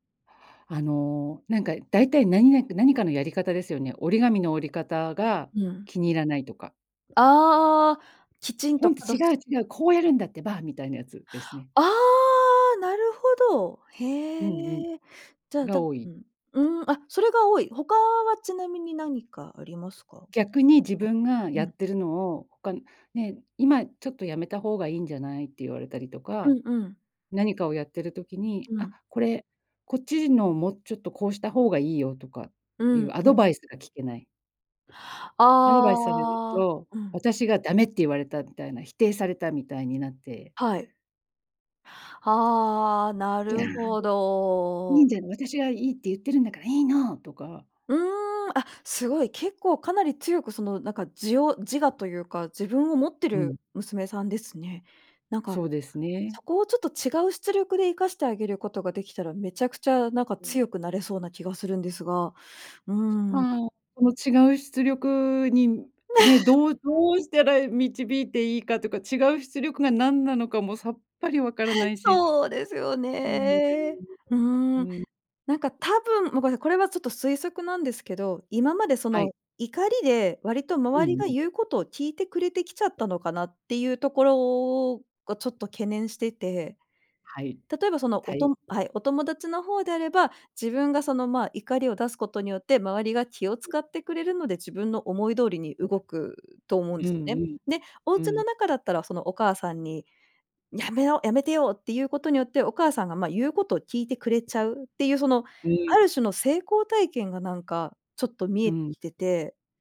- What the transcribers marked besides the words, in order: surprised: "ああ、なるほど"; drawn out: "はあ、なるほど"; other background noise; laugh; "そう" said as "ほう"
- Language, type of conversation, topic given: Japanese, advice, 感情をため込んで突然爆発する怒りのパターンについて、どのような特徴がありますか？